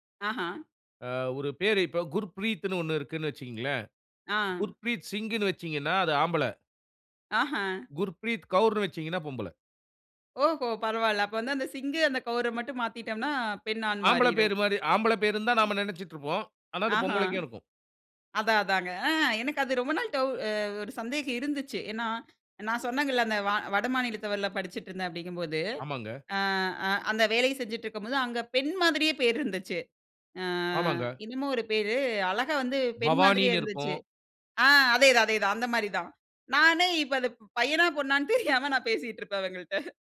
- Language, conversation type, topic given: Tamil, podcast, உங்கள் பெயர் எப்படி வந்தது என்று அதன் பின்னணியைச் சொல்ல முடியுமா?
- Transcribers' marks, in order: none